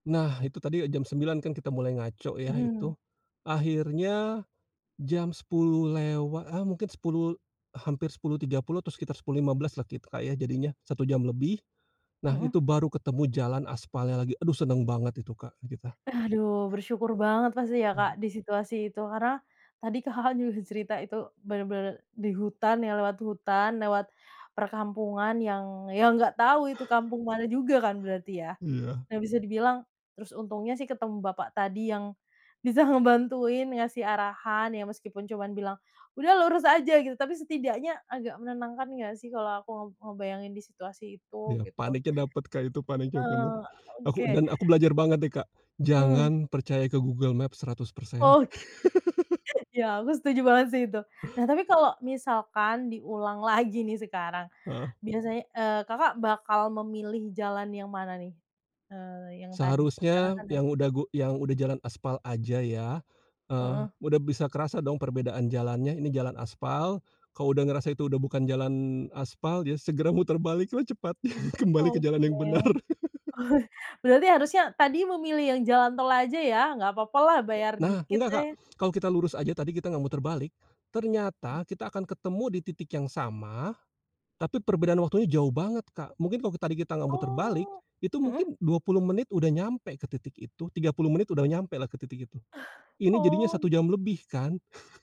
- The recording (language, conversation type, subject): Indonesian, podcast, Pernahkah kamu tersesat saat jalan-jalan, dan apa yang terjadi serta pelajaran apa yang kamu dapatkan?
- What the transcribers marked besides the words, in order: laughing while speaking: "Oke"; laugh; unintelligible speech; laugh; laughing while speaking: "oh"; laughing while speaking: "benar"; laugh; tapping; other background noise; unintelligible speech; chuckle